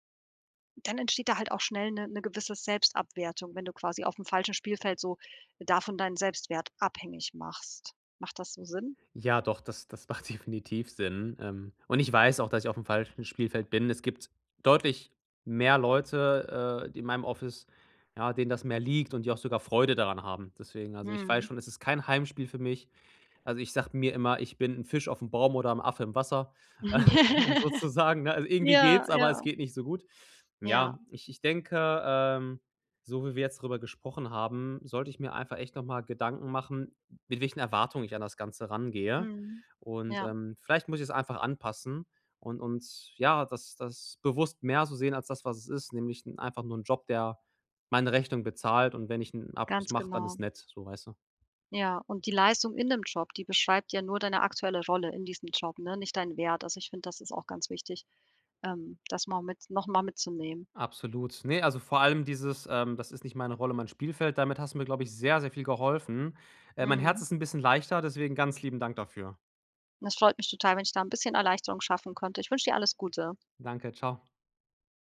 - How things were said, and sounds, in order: laughing while speaking: "definitiv"; laugh; laughing while speaking: "äh"; other background noise; stressed: "sehr"
- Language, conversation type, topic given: German, advice, Wie gehe ich mit Misserfolg um, ohne mich selbst abzuwerten?